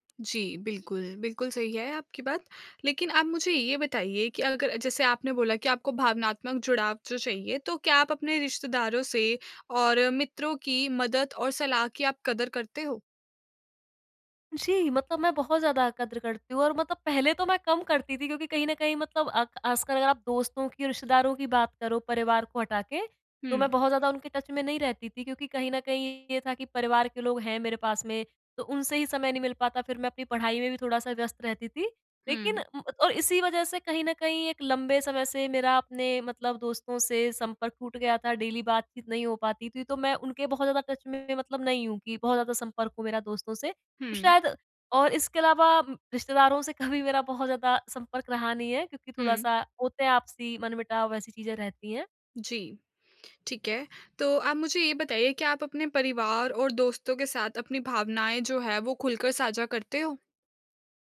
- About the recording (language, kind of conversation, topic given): Hindi, advice, नए शहर में परिवार, रिश्तेदारों और सामाजिक सहारे को कैसे बनाए रखें और मजबूत करें?
- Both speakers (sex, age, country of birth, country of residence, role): female, 20-24, India, India, advisor; female, 25-29, India, India, user
- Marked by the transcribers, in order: in English: "टच"; in English: "डेली"; in English: "टच"